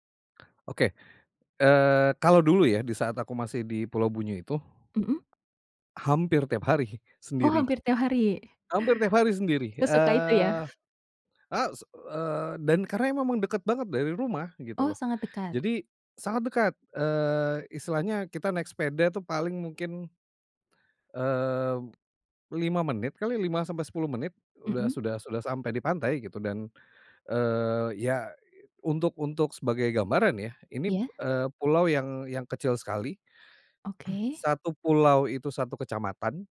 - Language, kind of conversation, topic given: Indonesian, podcast, Apa yang membuat pantai terasa istimewa di matamu?
- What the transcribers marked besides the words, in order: tapping; laughing while speaking: "hari"; throat clearing